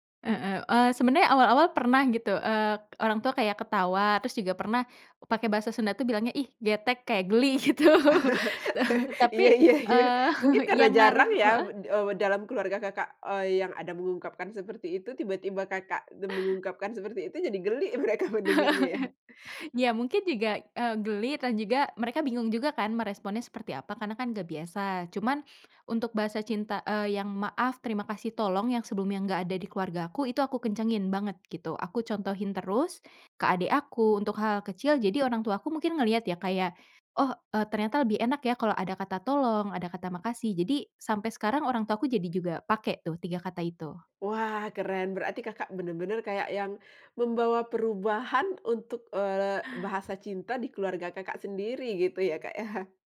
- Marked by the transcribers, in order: laugh; laughing while speaking: "Iya iya iya"; laughing while speaking: "gitu"; chuckle; laughing while speaking: "mereka"; chuckle; chuckle
- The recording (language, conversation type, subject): Indonesian, podcast, Bagaimana pengalamanmu saat pertama kali menyadari bahasa cinta keluargamu?